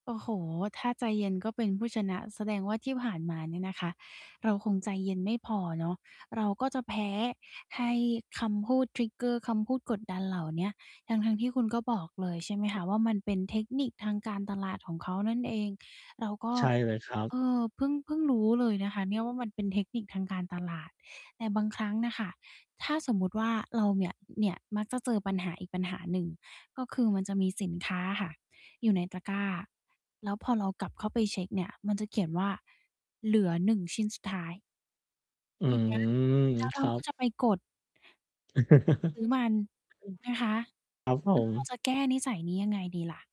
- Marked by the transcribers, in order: in English: "trigger"; static; tapping; distorted speech; mechanical hum; laugh
- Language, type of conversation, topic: Thai, advice, ฉันจะหยุดใช้จ่ายแบบหุนหันพลันแล่นตอนอารมณ์ขึ้นได้อย่างไร?